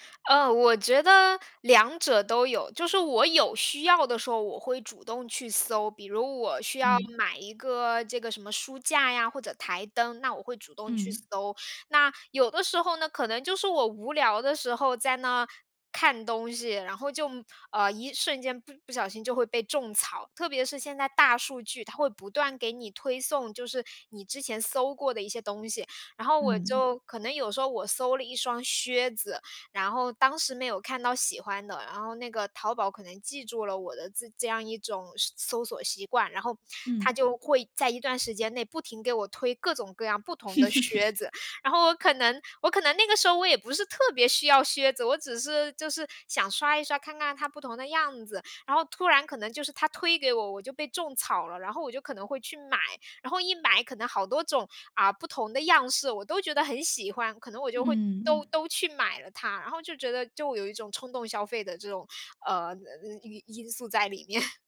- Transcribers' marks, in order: other background noise; chuckle; laughing while speaking: "面"
- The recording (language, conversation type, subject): Chinese, podcast, 你怎么看线上购物改变消费习惯？